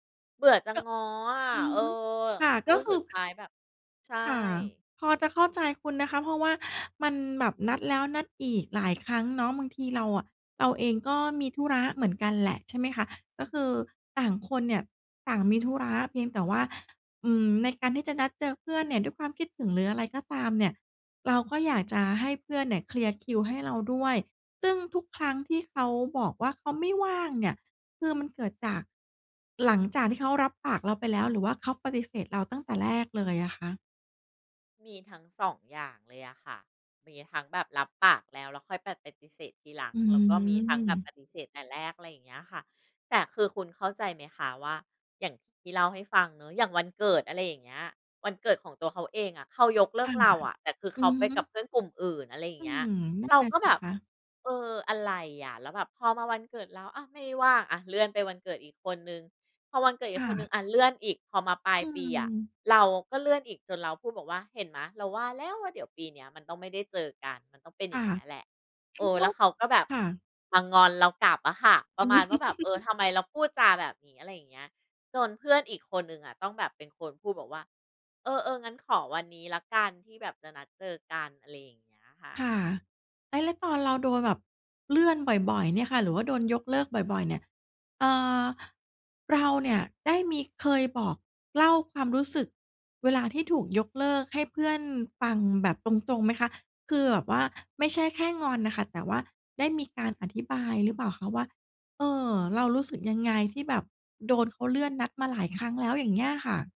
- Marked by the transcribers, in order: laugh
- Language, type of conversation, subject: Thai, advice, เพื่อนมักยกเลิกนัดบ่อยจนรำคาญ ควรคุยกับเพื่อนอย่างไรดี?
- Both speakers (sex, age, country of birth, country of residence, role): female, 40-44, Thailand, Thailand, advisor; female, 40-44, Thailand, Thailand, user